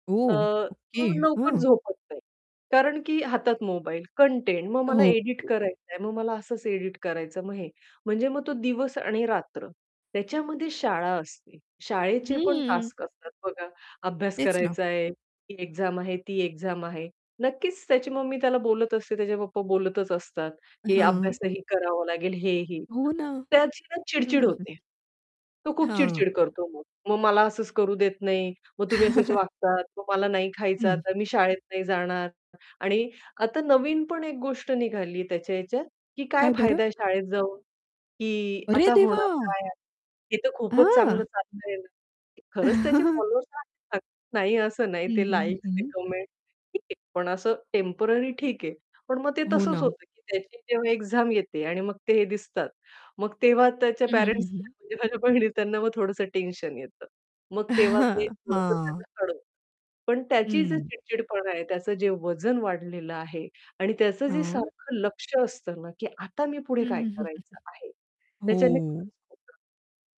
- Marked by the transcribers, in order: tapping; distorted speech; in English: "टास्क"; other background noise; in English: "एक्झाम"; in English: "एक्झाम"; chuckle; surprised: "अरे देवा!"; chuckle; unintelligible speech; in English: "कमेंट्स"; in English: "एक्झाम"; unintelligible speech; chuckle; unintelligible speech; unintelligible speech
- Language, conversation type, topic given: Marathi, podcast, कंटेंट तयार करण्याचा दबाव मानसिक आरोग्यावर कसा परिणाम करतो?